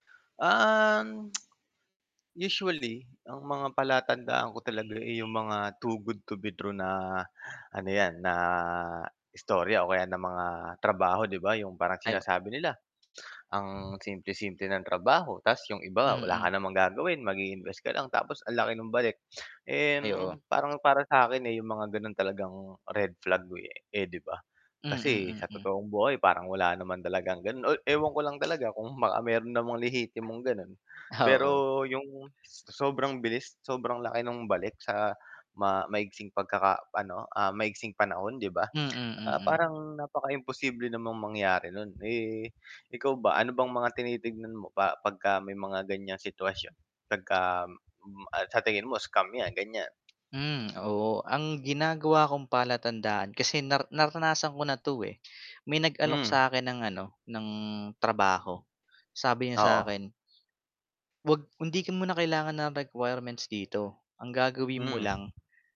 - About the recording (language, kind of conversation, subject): Filipino, unstructured, Paano mo haharapin ang mga taong nanlilinlang at kumukuha ng pera ng iba?
- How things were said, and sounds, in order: static; tsk; other street noise; in English: "too good to be true"; gasp; other background noise; gasp; other noise; tongue click